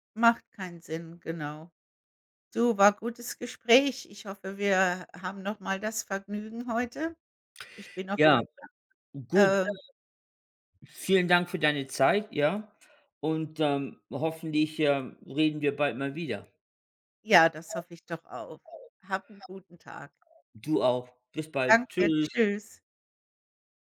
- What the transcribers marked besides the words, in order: unintelligible speech; background speech
- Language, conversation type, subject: German, unstructured, Was gibt dir das Gefühl, wirklich du selbst zu sein?